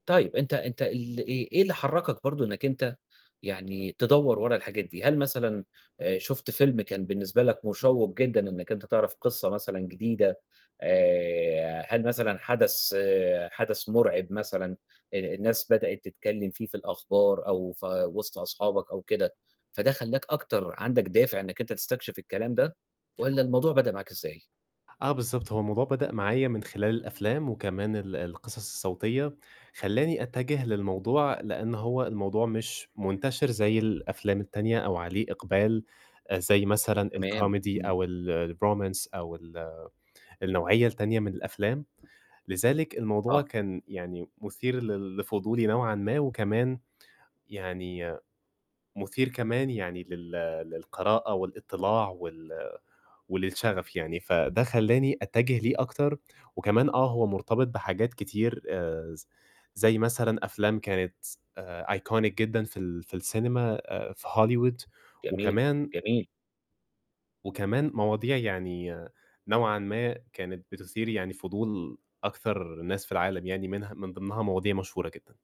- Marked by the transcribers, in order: in English: "الرومانس"; tapping; in English: "iconic"
- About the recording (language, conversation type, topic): Arabic, podcast, إيه أكتر حاجة فضولك خلّاك تستكشفها؟